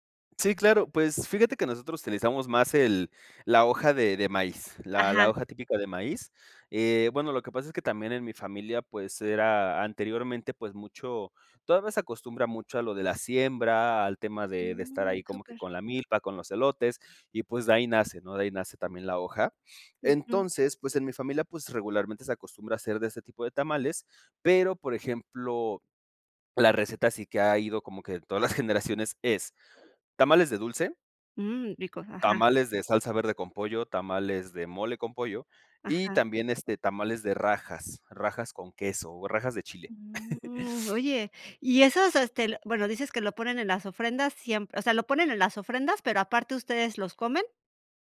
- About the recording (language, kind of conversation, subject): Spanish, podcast, ¿Tienes alguna receta familiar que hayas transmitido de generación en generación?
- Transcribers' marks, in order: tapping; laughing while speaking: "todas"; chuckle